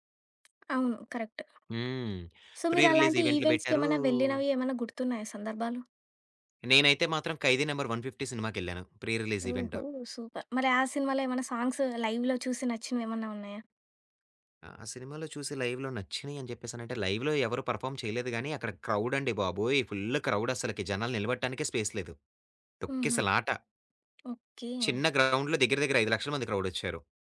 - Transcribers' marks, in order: tapping; in English: "కరెక్ట్. సో"; in English: "ప్రి రిలీజ్"; in English: "ఈవెంట్స్‌కేమైనా"; in English: "ప్రి రిలీజ్"; in English: "సూపర్"; in English: "సాంగ్స్ లైవ్‌లో"; in English: "లైవ్‌లో"; in English: "లైవ్‌లో"; in English: "పెర్ఫార్మ్"; in English: "క్రౌడ్"; in English: "ఫుల్ క్రౌడ్"; in English: "స్పేస్"; in English: "గ్రౌండ్‌లో"
- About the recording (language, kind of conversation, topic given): Telugu, podcast, కొత్త పాటలను సాధారణంగా మీరు ఎక్కడి నుంచి కనుగొంటారు?